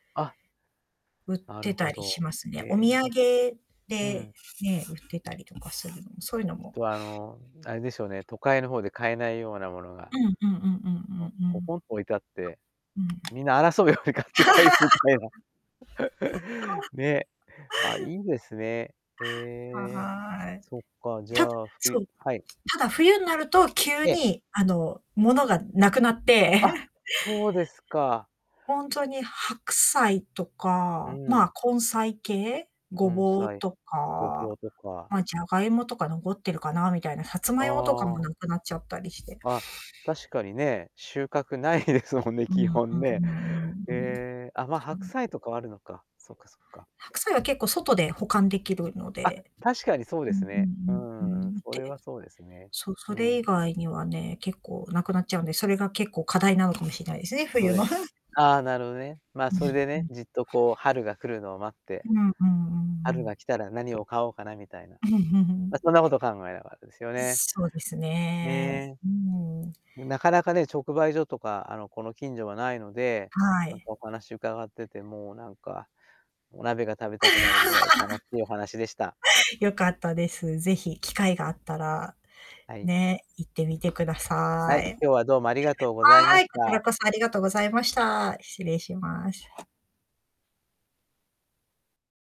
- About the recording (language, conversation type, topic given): Japanese, podcast, 普段、直売所や農産物直売市を利用していますか？
- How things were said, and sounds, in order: distorted speech; unintelligible speech; other background noise; laughing while speaking: "みんな争うように買って帰るみたいな"; tapping; laugh; unintelligible speech; static; laugh; laughing while speaking: "ないですもんね、基本ね"; unintelligible speech; chuckle; laugh; laugh